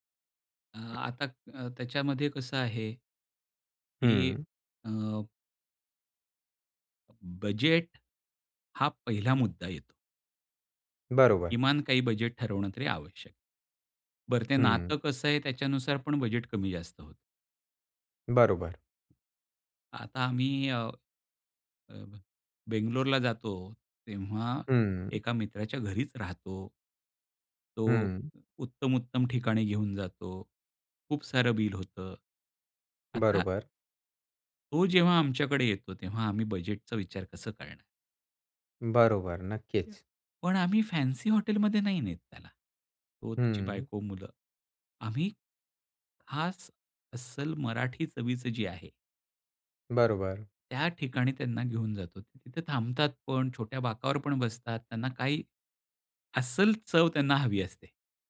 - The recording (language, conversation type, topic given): Marathi, podcast, तुम्ही पाहुण्यांसाठी मेनू कसा ठरवता?
- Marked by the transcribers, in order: tapping; other noise; in English: "फॅन्सी"